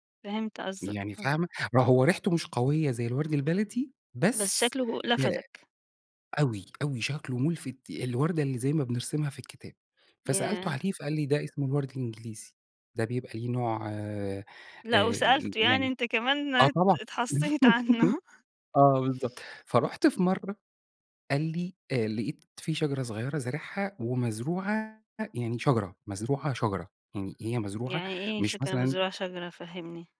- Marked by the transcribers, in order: chuckle
- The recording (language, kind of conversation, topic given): Arabic, podcast, إيه اللي اتعلمته من رعاية نبتة؟